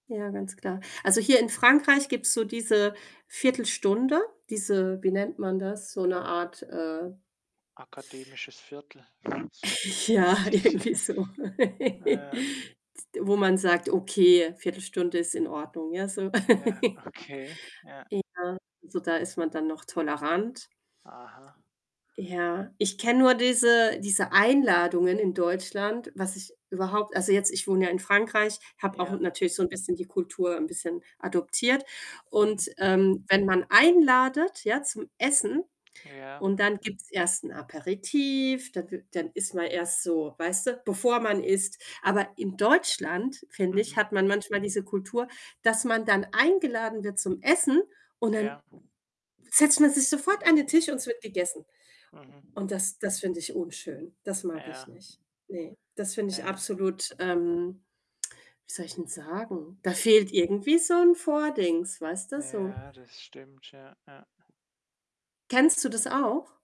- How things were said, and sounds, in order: static; chuckle; laughing while speaking: "Ja, irgendwie so"; chuckle; laugh; laughing while speaking: "Okay"; giggle; distorted speech; other background noise; tapping
- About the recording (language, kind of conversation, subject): German, unstructured, Wie stehst du zu Menschen, die ständig zu spät kommen?